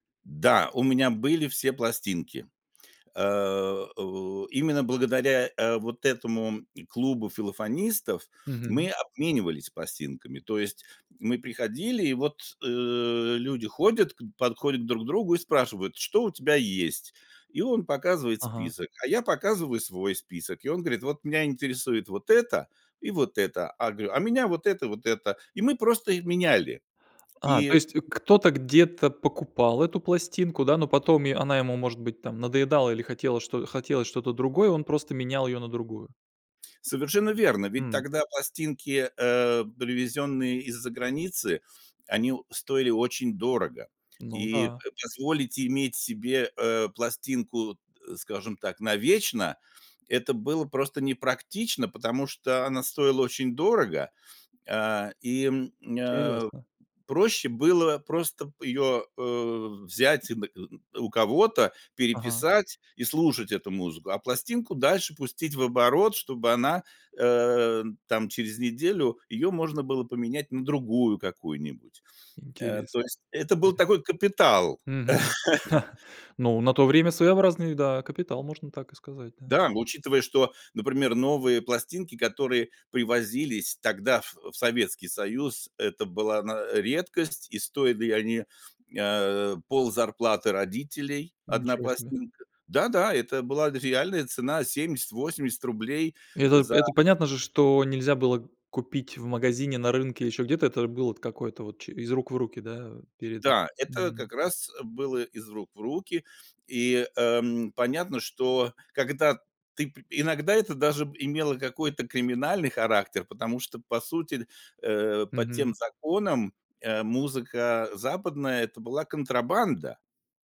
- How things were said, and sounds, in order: "говорю" said as "грю"; other background noise; unintelligible speech; chuckle
- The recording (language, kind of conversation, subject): Russian, podcast, Какая песня мгновенно поднимает тебе настроение?